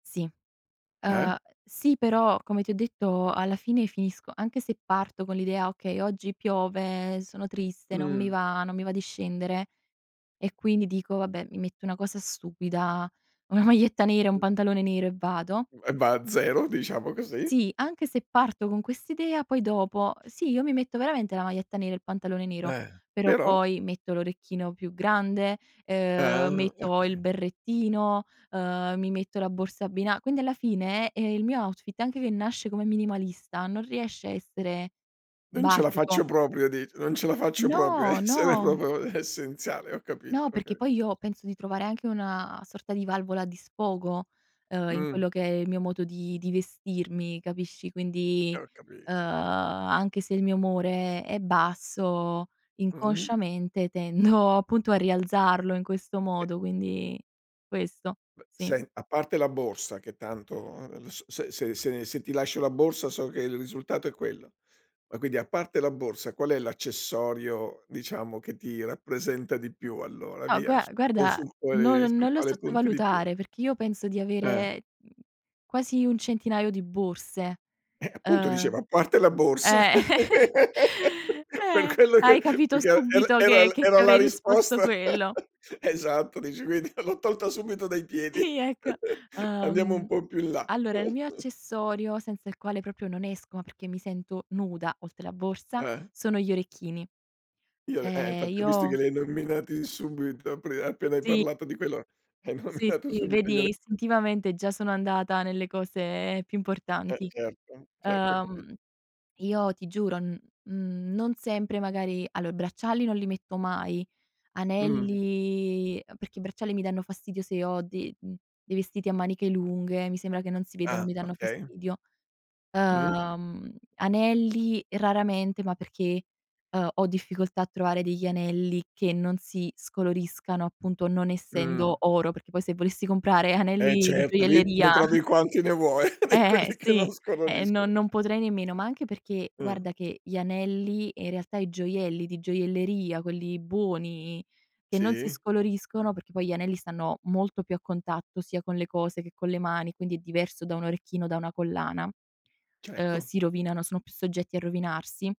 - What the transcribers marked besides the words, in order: other noise; drawn out: "piove"; laughing while speaking: "una maglietta"; tapping; drawn out: "Ah"; drawn out: "No"; laughing while speaking: "essere propo essenziale"; "proprio" said as "propo"; laughing while speaking: "tendo"; chuckle; laugh; laughing while speaking: "Per quello che"; chuckle; other background noise; laughing while speaking: "l'ho tolta subito dai piedi"; chuckle; chuckle; stressed: "nuda"; "Cioè" said as "ceh"; laughing while speaking: "hai nominato subito, gliele"; drawn out: "anelli"; drawn out: "Uhm"; chuckle; laughing while speaking: "vuoi di quelli che non scoloriscono"
- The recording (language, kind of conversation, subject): Italian, podcast, Ti senti più minimalista o più espressivo quando ti vesti?